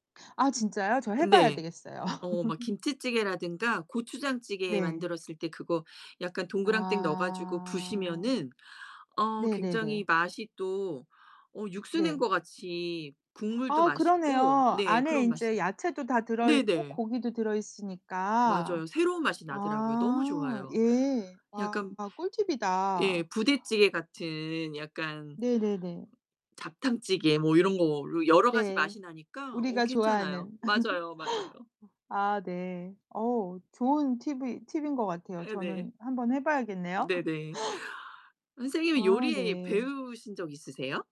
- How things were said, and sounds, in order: laugh; tapping; distorted speech; laugh; laugh
- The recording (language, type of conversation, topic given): Korean, unstructured, 요리를 배우면서 가장 놀랐던 점은 무엇인가요?